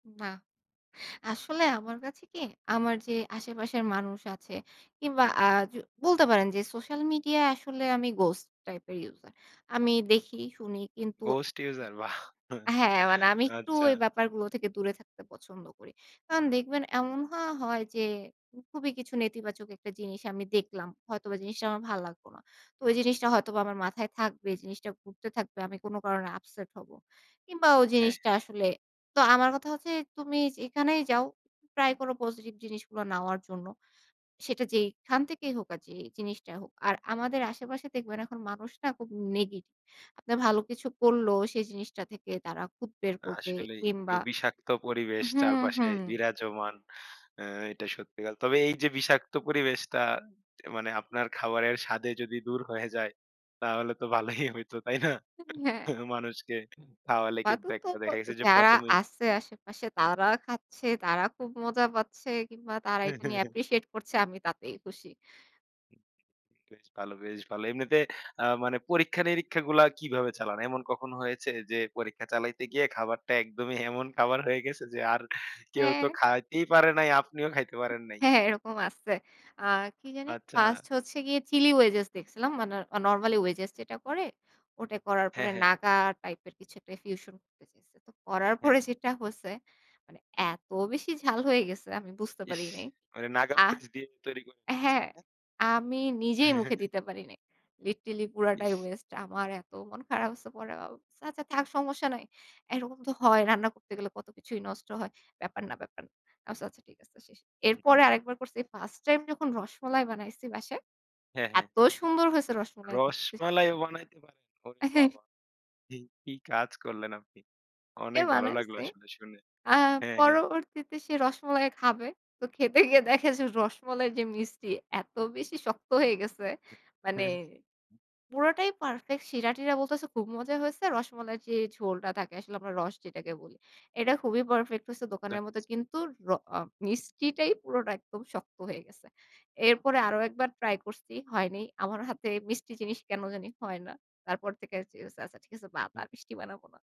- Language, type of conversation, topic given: Bengali, podcast, রান্নায় তুমি কীভাবে নতুন স্বাদ পরীক্ষা করো?
- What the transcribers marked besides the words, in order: other background noise; chuckle; laughing while speaking: "আচ্ছা"; laughing while speaking: "দূর হয়ে যায়, তাহলে তো ভালোই হইতো। তাই না? মানুষকে খাওয়ালে"; chuckle; laughing while speaking: "হ্যাঁ"; unintelligible speech; in English: "অ্যাপ্রিশিয়েট"; chuckle; laughing while speaking: "একদমই এমন খাবার হয়ে গেছে … খাইতে পারেন নাই?"; laughing while speaking: "হ্যাঁ"; other noise; laughing while speaking: "হ্যাঁ, হ্যাঁ, এরকম আছে"; laughing while speaking: "পরে"; chuckle; chuckle; laughing while speaking: "কি কাজ করলেন আপনি? অনেক ভালো লাগলো আসলে শুনে"; laughing while speaking: "তো খেতে গিয়ে দেখে"; laughing while speaking: "আমার হাতে মিষ্টি জিনিস কেন জানি হয় না"